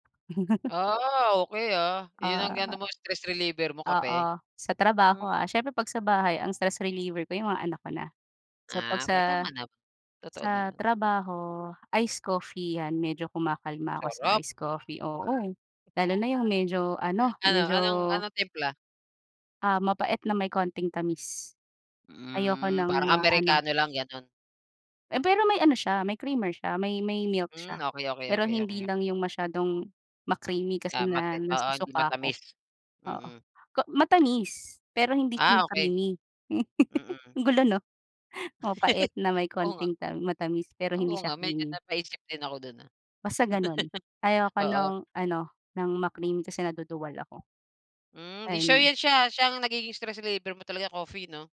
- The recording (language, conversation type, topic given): Filipino, unstructured, Paano mo hinaharap ang stress sa trabaho?
- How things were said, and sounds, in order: laugh; laugh